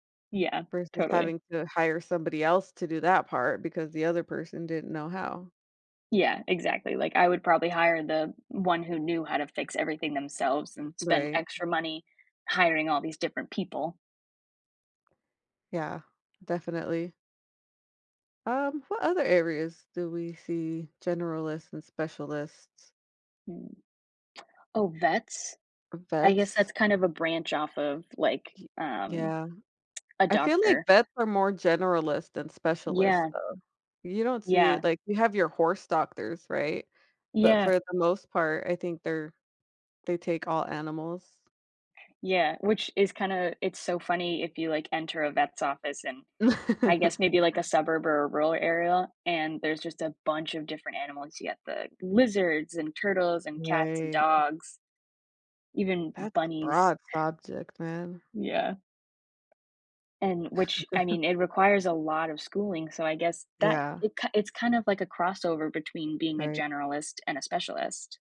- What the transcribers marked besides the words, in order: other background noise; tapping; chuckle; chuckle
- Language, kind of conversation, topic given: English, unstructured, How do you decide whether to focus on one skill or develop a range of abilities in your career?